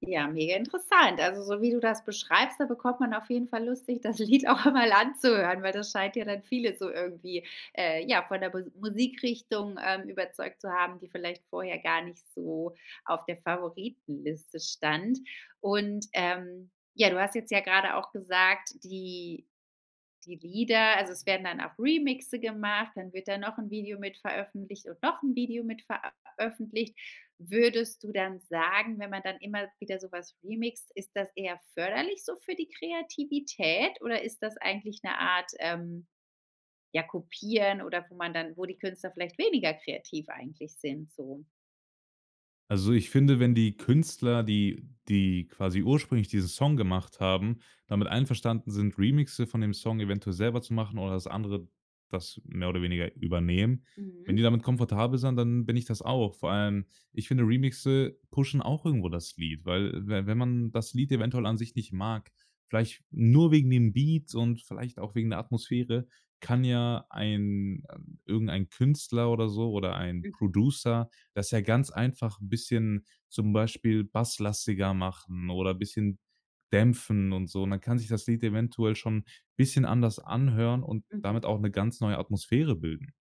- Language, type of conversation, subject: German, podcast, Wie haben soziale Medien die Art verändert, wie du neue Musik entdeckst?
- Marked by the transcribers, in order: anticipating: "Ja, mega interessant"; laughing while speaking: "Lied auch einmal anzuhören"; stressed: "weniger"; in English: "pushen"; in English: "Beats"; in English: "Producer"